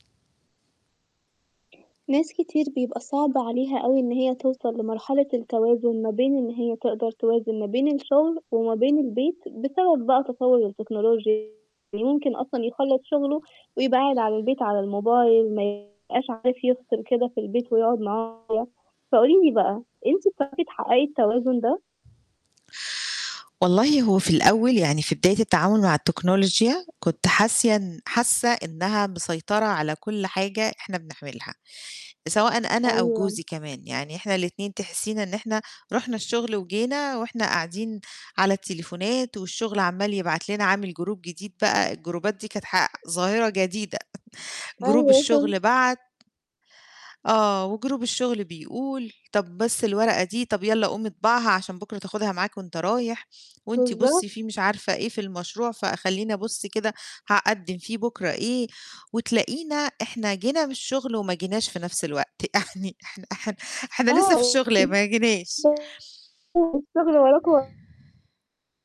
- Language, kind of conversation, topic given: Arabic, podcast, إزاي نقدر نحط حدود واضحة بين الشغل والبيت في زمن التكنولوجيا؟
- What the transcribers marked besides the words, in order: distorted speech; unintelligible speech; static; "حاسة" said as "حاسيَن"; other background noise; in English: "group"; in English: "الجروبات"; chuckle; in English: "group"; tapping; in English: "group"; laughing while speaking: "يعني إحنا إحنا إحنا لسه في الشغل ما جيناش"; unintelligible speech